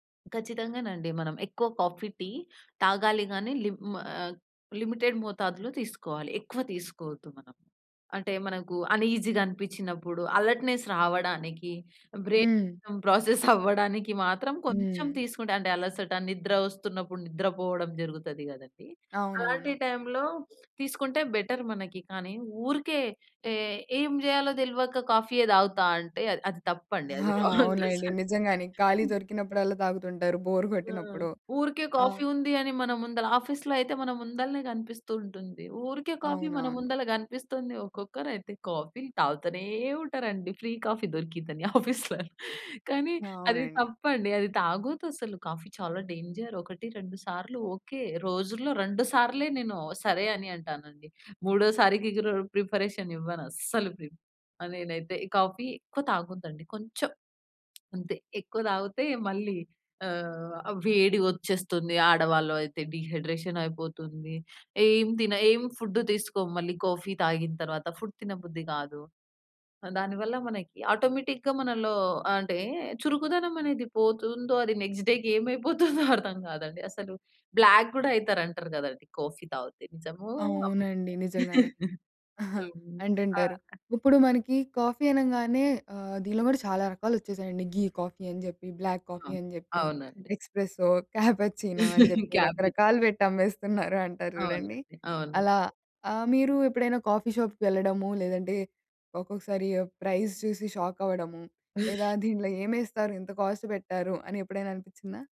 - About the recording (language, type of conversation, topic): Telugu, podcast, కాఫీ మీ రోజువారీ శక్తిని ఎలా ప్రభావితం చేస్తుంది?
- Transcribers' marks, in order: in English: "లిమిటెడ్"; in English: "అన్ఈజీగా"; in English: "అలర్ట్‌నెస్"; in English: "బ్రైన్ ప్రాసెస్"; other background noise; in English: "బెటర్"; tapping; laughing while speaking: "రాంగ్ అసలు"; in English: "రాంగ్"; in English: "బోర్"; in English: "ఫ్రీ"; laughing while speaking: "ఆఫీస్‌లో. కానీ అది తప్పండి అది తాగొద్దు"; in English: "డేంజర్"; in English: "ప్రిపరేషన్"; in English: "డీహైడ్రేషన్"; in English: "ఫుడ్"; in English: "ఫుడ్"; in English: "ఆటోమేటిక్‌గా"; in English: "నెక్స్ట్ డే‌కి"; in English: "బ్లాక్"; chuckle; laugh; in English: "ఘీ కాఫీ"; in English: "బ్లాక్ కాఫీ"; in English: "ఎక్స్‌ప్రెస్సో, క్యాపచినో"; laughing while speaking: "క్యాపచినో అని చెప్పి రకరకాలు పెట్టి అమ్మేస్తున్నారు అంటారు చూడండి"; laughing while speaking: "క్యాపచ్"; in English: "క్యాపచ్"; in English: "షాప్‌కి"; in English: "ప్రైస్"; in English: "షాక్"; other noise; in English: "కాస్ట్"